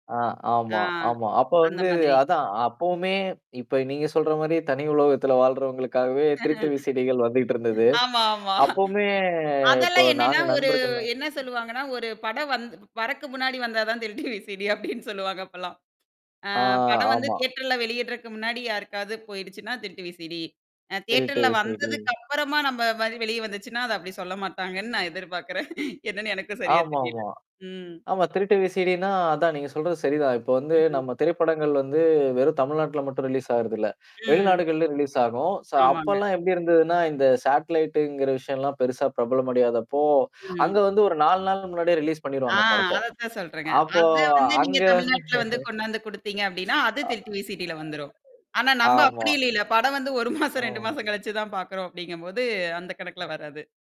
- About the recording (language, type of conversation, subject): Tamil, podcast, திரைப்படங்களைத் திரையரங்கில் பார்க்கலாமா, இல்லையெனில் வீட்டிலேயே இணைய வழிப் பார்வை போதுமா?
- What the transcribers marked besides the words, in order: "உலகத்துல" said as "உலோகத்தில"; laughing while speaking: "ஆஹ. ஆமா, ஆமா"; in English: "விசடிகள்"; drawn out: "அப்பவுமே"; laughing while speaking: "வந்தா தான் திருட்டு விசிடி அப்படின்னு சொல்லுவாங்க அப்பலாம்"; other background noise; in English: "விசிடி"; tapping; drawn out: "ஆ"; in English: "விசடி"; static; in English: "விசிடி"; laughing while speaking: "நான் எதிர்பார்க்குறேன். என்னன்னு"; in English: "விசிடினா"; distorted speech; in English: "ரிலீஸ்"; in English: "ரிலீஸ்"; in English: "சோ"; in English: "சாட்லைடங்கிற"; in English: "ரிலீஸ்"; in English: "விசிடில"; laugh; other noise; laughing while speaking: "படம் வந்து ஒரு மாசம், ரெண்டு மாசம் கழிச்சு தான் பார்க்கறோம் அப்படிங்கும்போது"